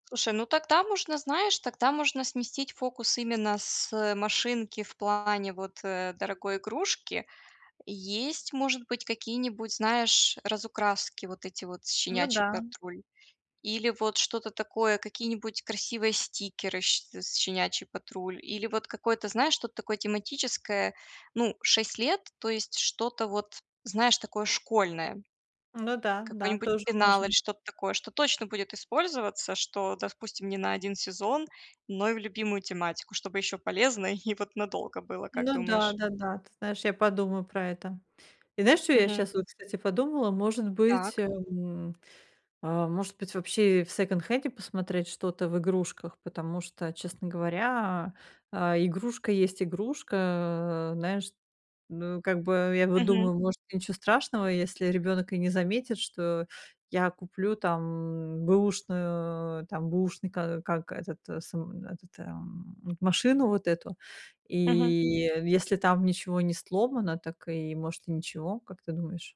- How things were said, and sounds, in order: tapping
- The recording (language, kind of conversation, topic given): Russian, advice, Как купить подарки и одежду, если у меня ограниченный бюджет?
- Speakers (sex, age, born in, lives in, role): female, 35-39, Ukraine, United States, advisor; female, 45-49, Russia, France, user